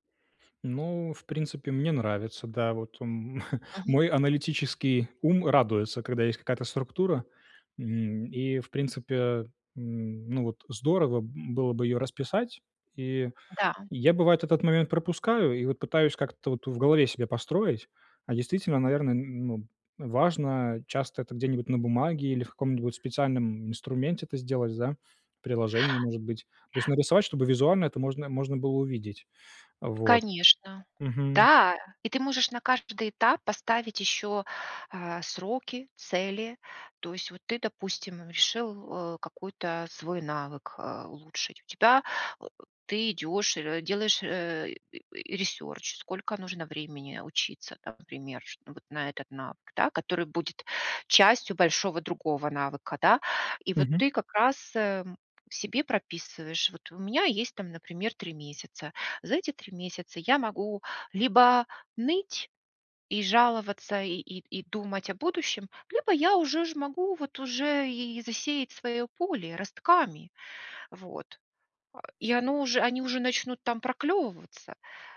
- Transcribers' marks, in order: chuckle; grunt; inhale; inhale
- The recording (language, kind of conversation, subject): Russian, advice, Как мне сосредоточиться на том, что я могу изменить, а не на тревожных мыслях?